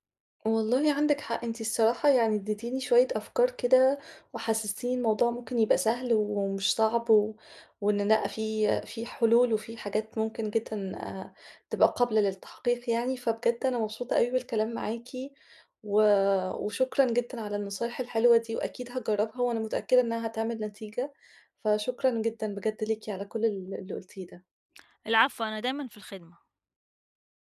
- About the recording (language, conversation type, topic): Arabic, advice, إزاي أتعامل مع الإحباط لما ما بتحسنش بسرعة وأنا بتعلم مهارة جديدة؟
- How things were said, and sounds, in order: none